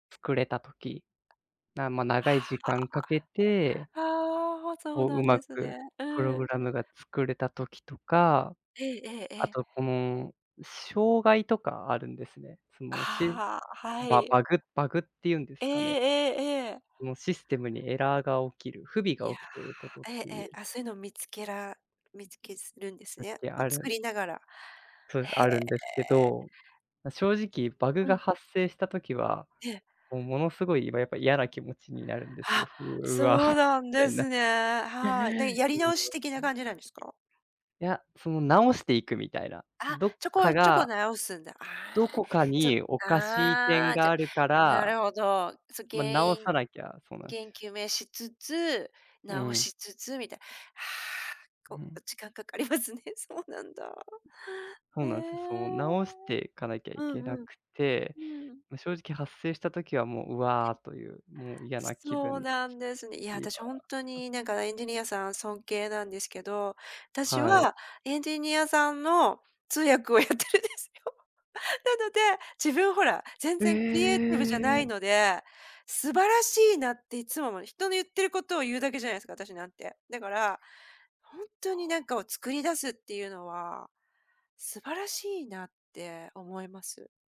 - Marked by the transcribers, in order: unintelligible speech; chuckle; unintelligible speech; laughing while speaking: "かかりますね"; unintelligible speech; laughing while speaking: "やってるんですよ"
- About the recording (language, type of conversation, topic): Japanese, unstructured, どんな仕事にやりがいを感じますか？